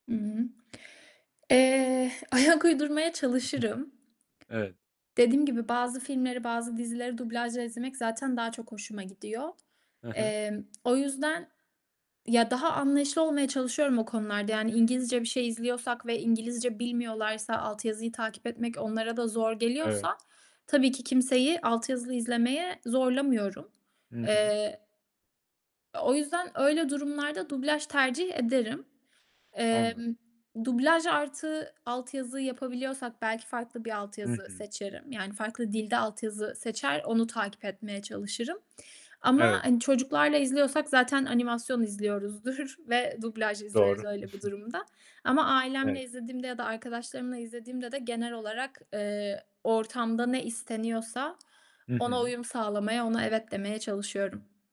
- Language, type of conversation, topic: Turkish, podcast, Dublaj mı yoksa altyazı mı tercih ediyorsun, neden?
- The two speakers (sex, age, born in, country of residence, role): female, 25-29, Turkey, Italy, guest; male, 35-39, Turkey, Poland, host
- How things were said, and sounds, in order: other background noise; laughing while speaking: "ayak"; unintelligible speech; tapping; static; laughing while speaking: "izliyoruzdur"; chuckle